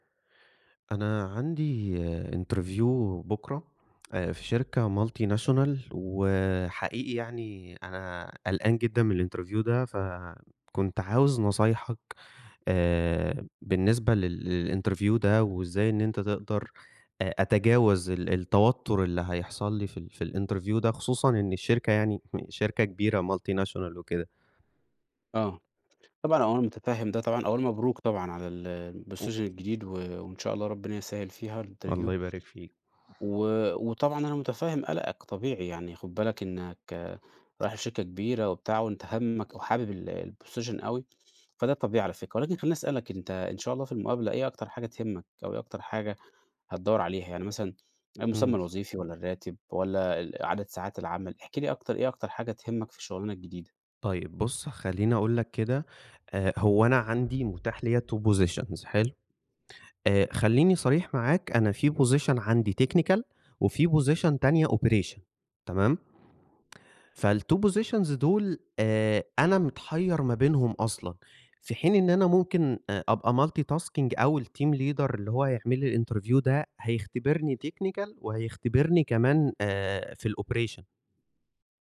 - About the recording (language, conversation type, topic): Arabic, advice, ازاي أتفاوض على عرض شغل جديد؟
- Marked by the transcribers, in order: in English: "interview"; other background noise; in English: "multinational"; in English: "الinterview"; in English: "للinterview"; in English: "الinterview"; in English: "multinational"; in English: "الposition"; other noise; in English: "الinterview"; in English: "الposition"; in English: "two positions"; in English: "position"; in English: "technical"; in English: "position"; in English: "operation"; in English: "فالtwo positions"; in English: "multi tasking"; in English: "الteam leader"; in English: "الinterview"; in English: "technical"; in English: "الoperation"